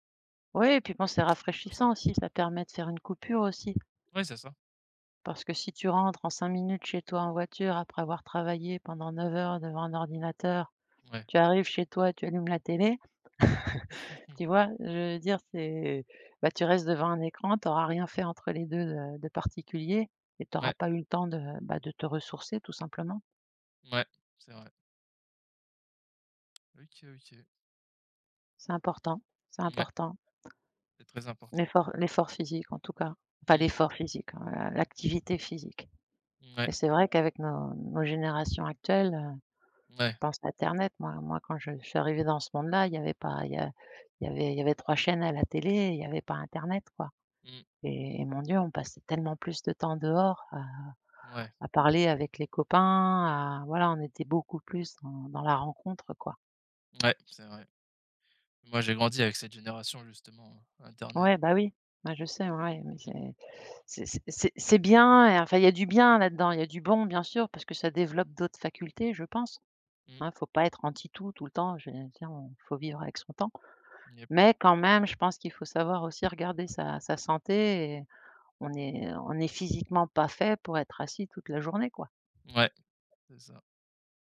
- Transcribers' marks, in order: tapping; chuckle; "internet" said as "ternet"; stressed: "bon"; other background noise
- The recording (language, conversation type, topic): French, unstructured, Quels sont les bienfaits surprenants de la marche quotidienne ?